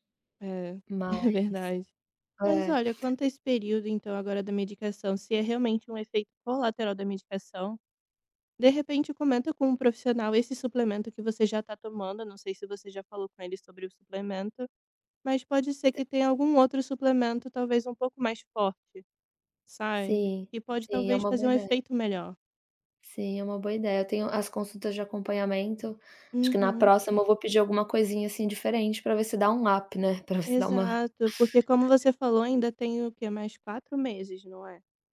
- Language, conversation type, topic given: Portuguese, advice, Como você tem se adaptado às mudanças na sua saúde ou no seu corpo?
- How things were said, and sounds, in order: other noise; in English: "up"